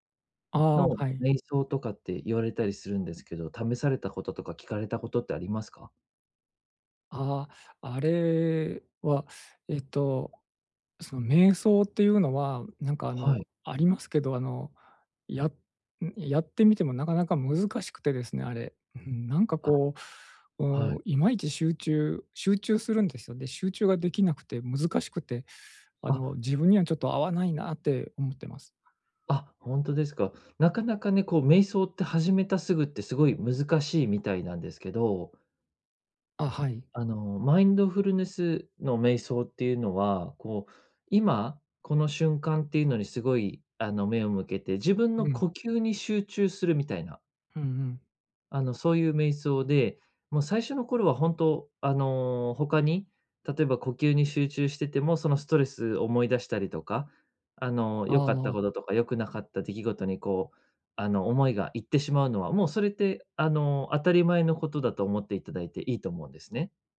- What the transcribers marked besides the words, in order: none
- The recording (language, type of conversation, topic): Japanese, advice, ストレスが強いとき、不健康な対処をやめて健康的な行動に置き換えるにはどうすればいいですか？
- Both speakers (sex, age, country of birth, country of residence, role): male, 30-34, Japan, Japan, advisor; male, 45-49, Japan, Japan, user